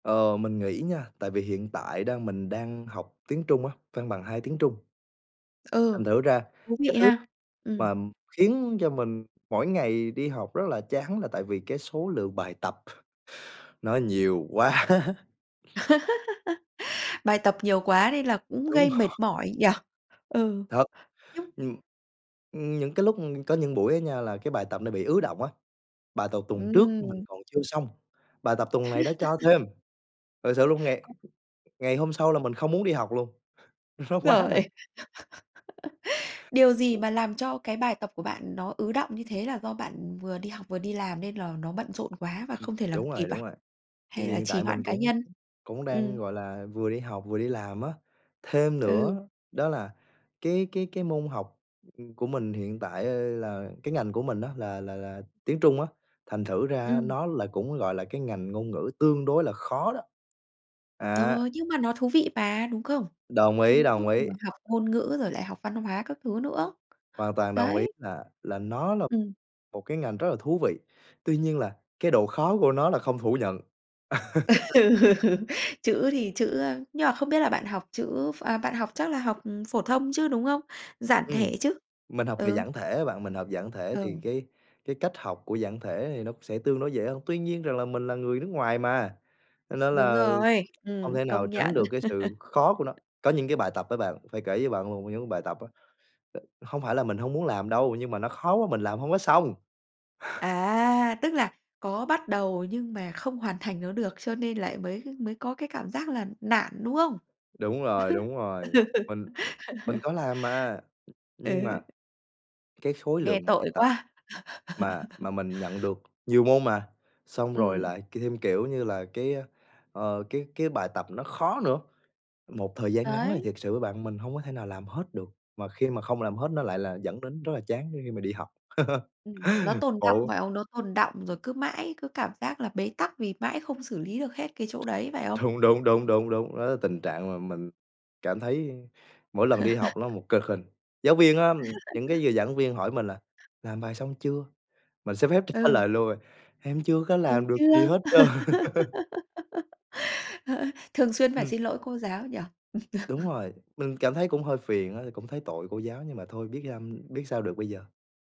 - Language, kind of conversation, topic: Vietnamese, podcast, Làm sao bạn giữ động lực học tập khi cảm thấy chán nản?
- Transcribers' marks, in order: tapping; laughing while speaking: "quá!"; laugh; laughing while speaking: "rồi"; laugh; other background noise; laughing while speaking: "nó"; laugh; unintelligible speech; laughing while speaking: "Ừ"; laugh; chuckle; chuckle; laugh; chuckle; "thêm" said as "kêm"; chuckle; chuckle; laugh; laugh; laughing while speaking: "trơn"; chuckle; chuckle